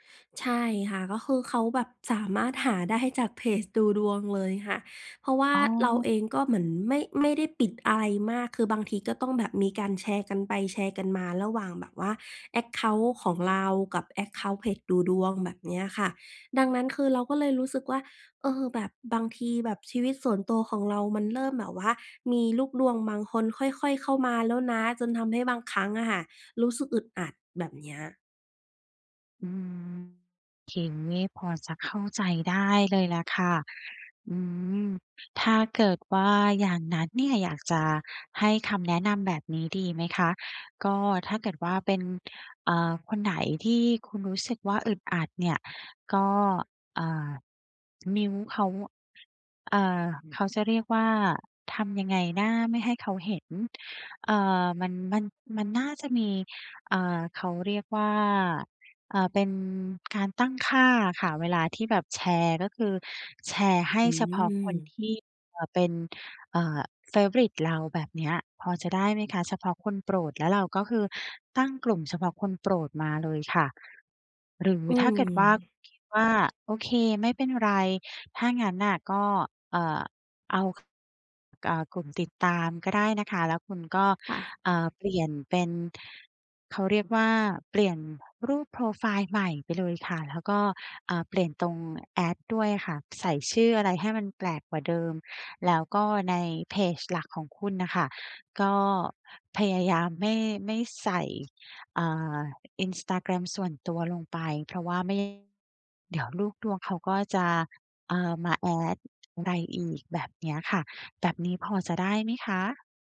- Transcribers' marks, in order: in English: "แอ็กเคานต์"; in English: "แอ็กเคานต์"; tapping; other background noise
- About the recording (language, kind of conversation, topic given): Thai, advice, ฉันควรเริ่มอย่างไรเพื่อแยกงานกับชีวิตส่วนตัวให้ดีขึ้น?